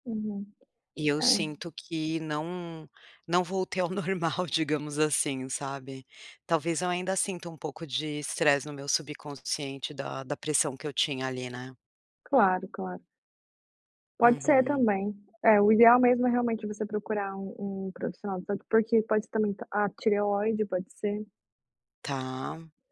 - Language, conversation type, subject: Portuguese, advice, Como a sonolência excessiva durante o dia está atrapalhando seu trabalho?
- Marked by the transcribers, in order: tapping; laughing while speaking: "normal digamos, assim"